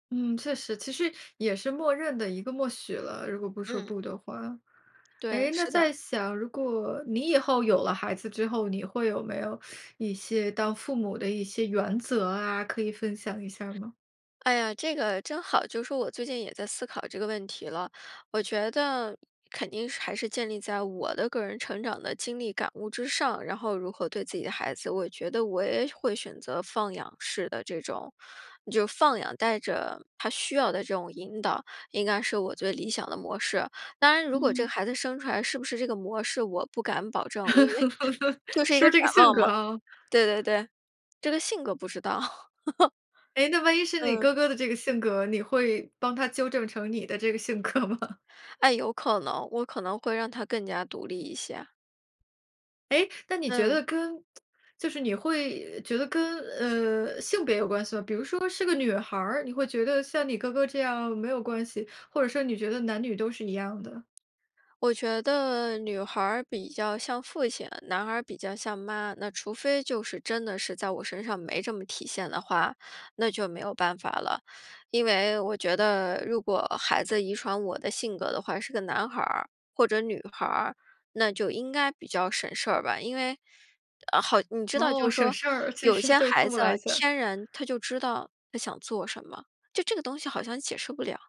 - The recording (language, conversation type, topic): Chinese, podcast, 当孩子想独立走自己的路时，父母该怎么办？
- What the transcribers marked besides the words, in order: teeth sucking; chuckle; laughing while speaking: "因为"; laugh; laughing while speaking: "性格吗？"; other background noise; tsk